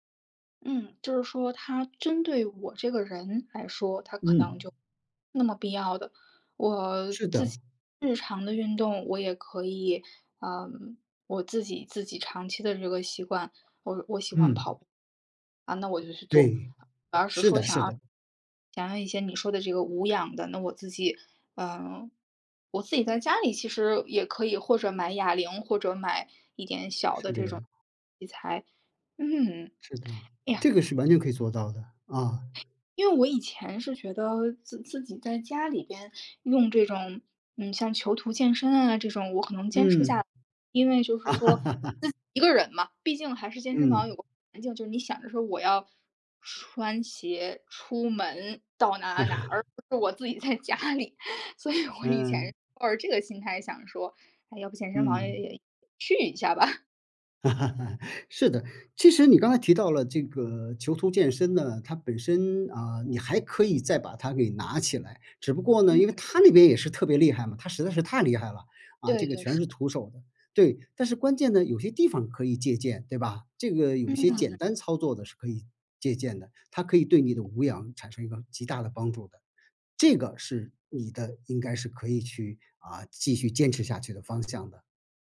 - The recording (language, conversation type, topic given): Chinese, advice, 在健身房时我总会感到害羞或社交焦虑，该怎么办？
- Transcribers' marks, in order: other background noise; lip smack; other noise; laugh; laughing while speaking: "我自己在家里，所以我以前"; laugh; laughing while speaking: "去一下吧"; laugh